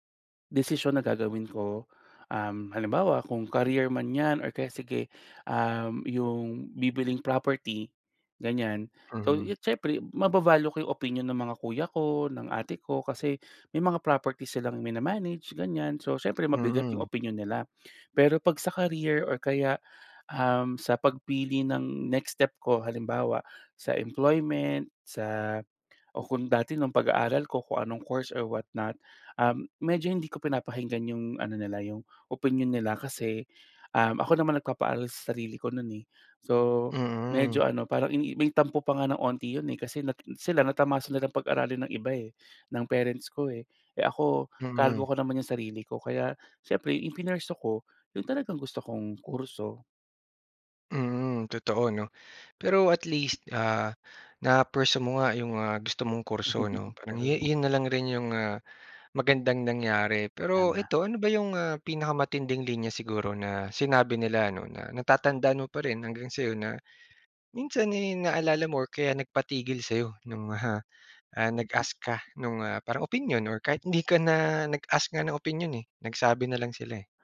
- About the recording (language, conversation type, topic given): Filipino, podcast, Paano mo tinitimbang ang opinyon ng pamilya laban sa sarili mong gusto?
- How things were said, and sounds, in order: tapping; in English: "na-pursue"; other background noise